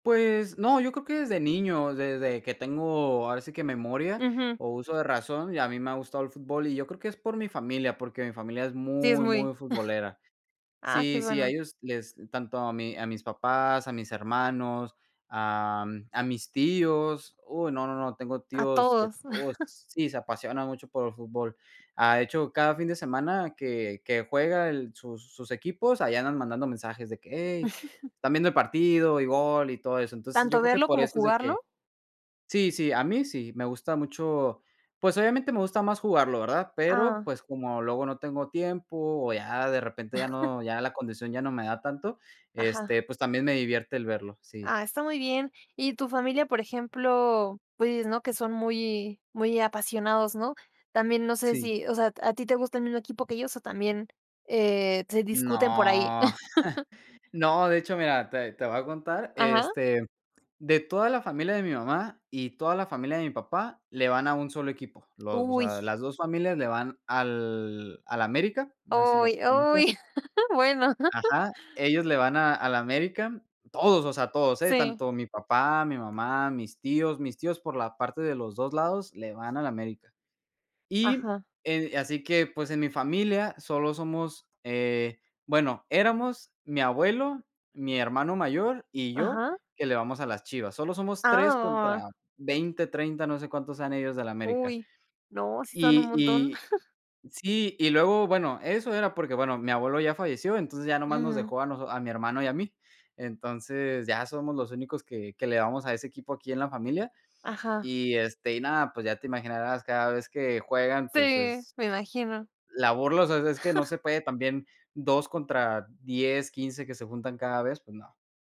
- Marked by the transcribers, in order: chuckle; chuckle; chuckle; chuckle; drawn out: "No"; chuckle; chuckle; chuckle; chuckle
- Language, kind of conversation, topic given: Spanish, podcast, ¿Cuál es tu pasatiempo favorito y por qué?